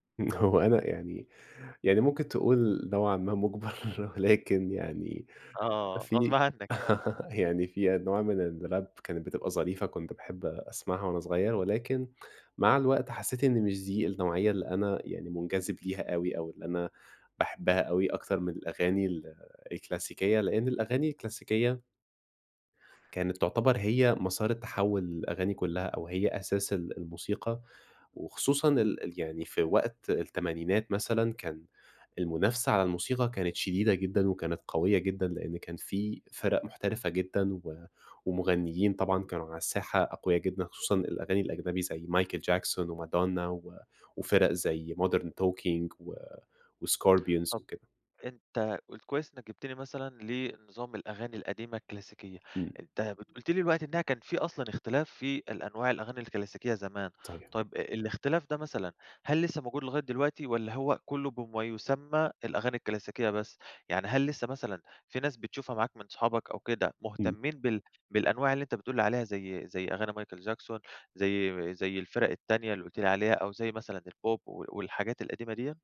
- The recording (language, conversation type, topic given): Arabic, podcast, سؤال عن دور الأصحاب في تغيير التفضيلات الموسيقية
- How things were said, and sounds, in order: tsk; laughing while speaking: "مُجبر"; laugh; in English: "الراب"; in English: "الكلاسيكية"; in English: "الكلاسيكية"; tapping; in English: "الكلاسيكية"; other background noise; in English: "الكلاسيكية"; unintelligible speech; in English: "الكلاسيكية"; in English: "البوب"